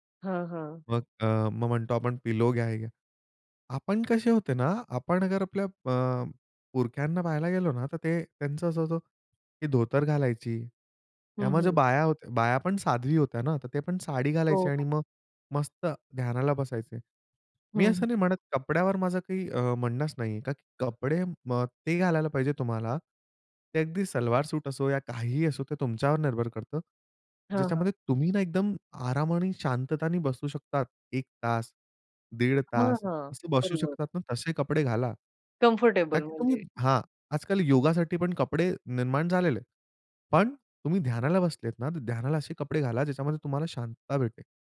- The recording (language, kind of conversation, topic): Marathi, podcast, ध्यान करताना लक्ष विचलित झाल्यास काय कराल?
- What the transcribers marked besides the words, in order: none